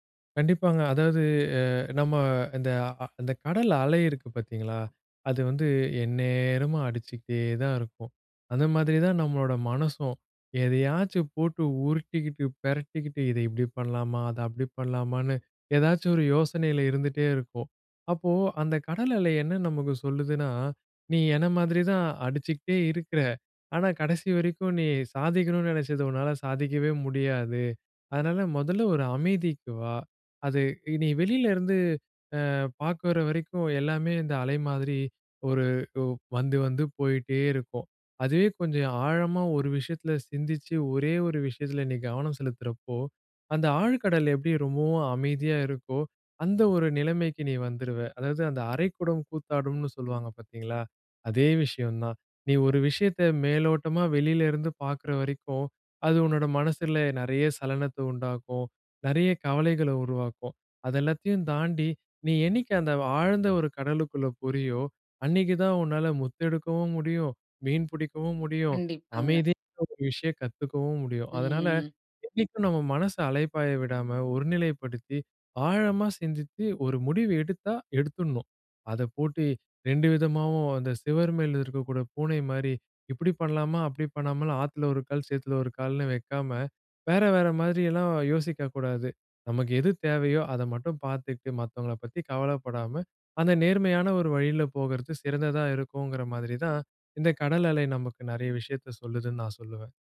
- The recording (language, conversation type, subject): Tamil, podcast, தண்ணீர் அருகே அமர்ந்திருப்பது மனஅமைதிக்கு எப்படி உதவுகிறது?
- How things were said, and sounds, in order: "சுவரு" said as "செவரு"